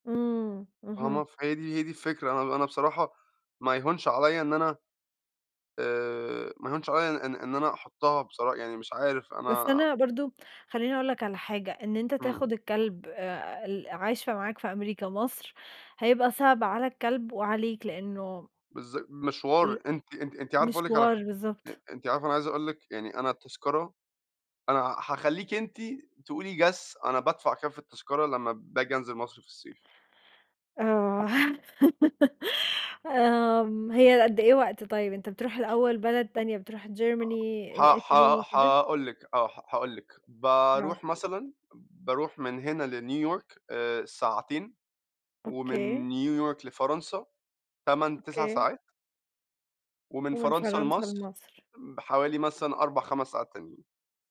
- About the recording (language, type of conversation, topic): Arabic, unstructured, إيه الإنجاز اللي نفسك تحققه خلال خمس سنين؟
- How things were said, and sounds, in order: tapping; in English: "guess"; laugh; other background noise